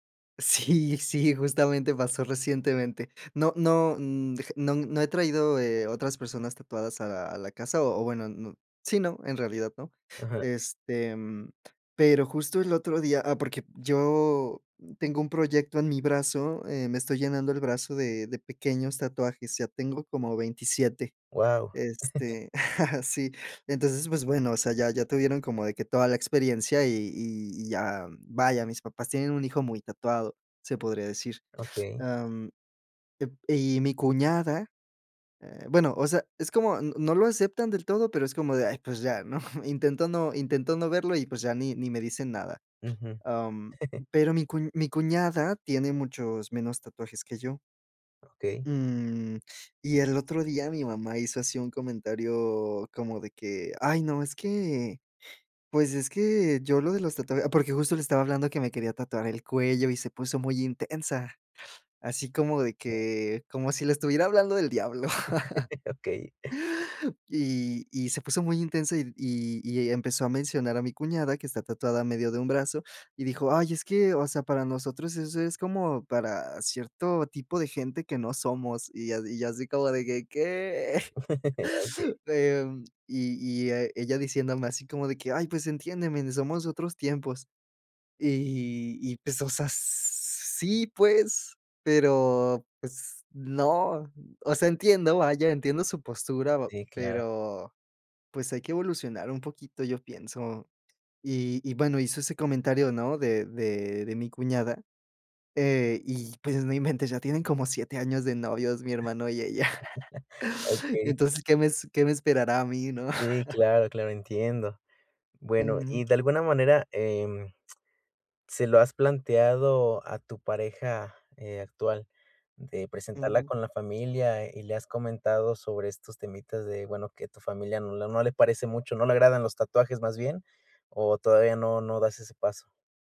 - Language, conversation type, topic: Spanish, advice, ¿Cómo puedo tomar decisiones personales sin dejarme guiar por las expectativas de los demás?
- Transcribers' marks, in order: laughing while speaking: "Sí"; other noise; chuckle; chuckle; drawn out: "Mm"; chuckle; laugh; chuckle; drawn out: "sí"; chuckle